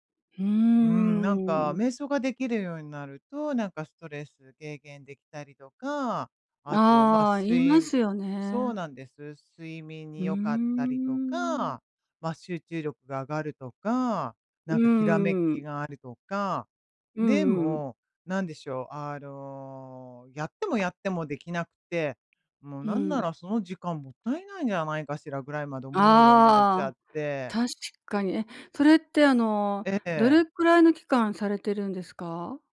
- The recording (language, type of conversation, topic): Japanese, advice, 瞑想や呼吸法を続けられず、挫折感があるのですが、どうすれば続けられますか？
- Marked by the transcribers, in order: none